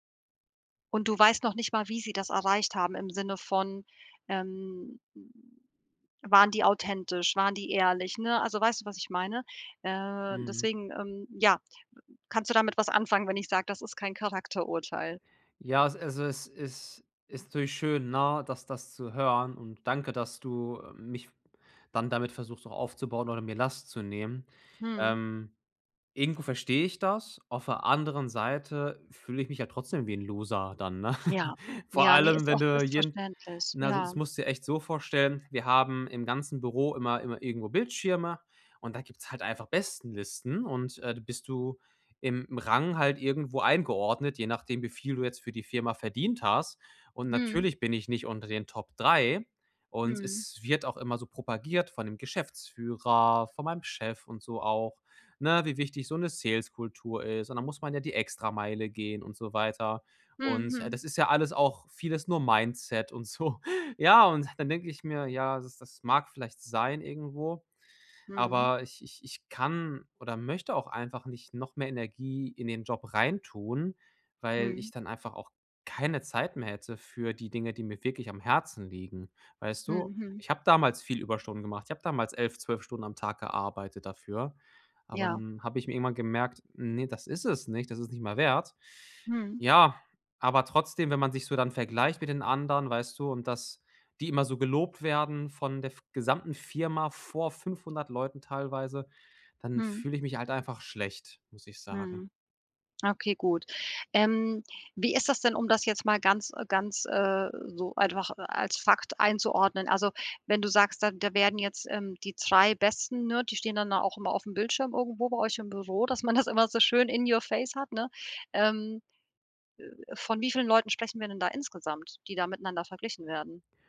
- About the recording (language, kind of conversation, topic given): German, advice, Wie gehe ich mit Misserfolg um, ohne mich selbst abzuwerten?
- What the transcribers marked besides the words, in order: chuckle; laughing while speaking: "so"; laughing while speaking: "man das"; in English: "in your face"